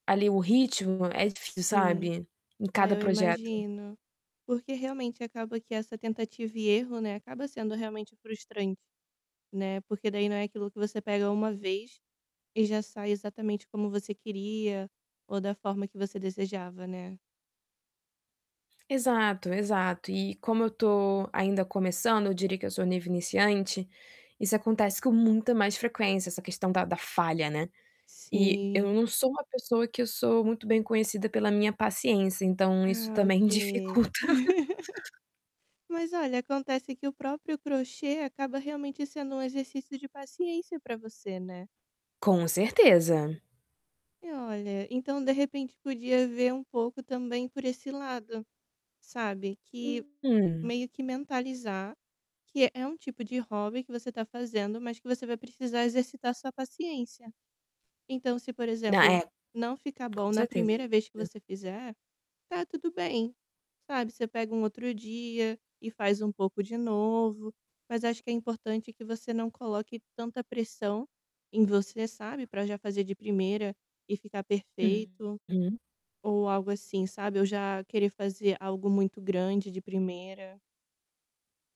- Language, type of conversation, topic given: Portuguese, advice, Como posso lidar com a frustração ao aprender algo novo?
- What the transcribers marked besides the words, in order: static; distorted speech; tapping; laugh; laughing while speaking: "dificulta"